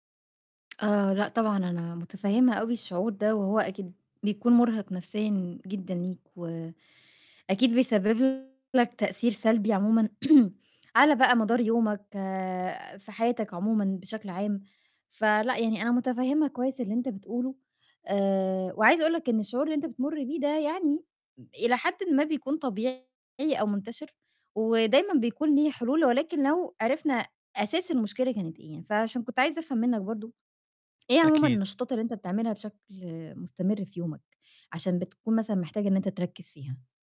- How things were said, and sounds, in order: tsk; distorted speech; throat clearing; other background noise
- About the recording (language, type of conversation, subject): Arabic, advice, إزاي أقدر أفضل حاضر ذهنيًا وأنا بعمل أنشطتي اليومية؟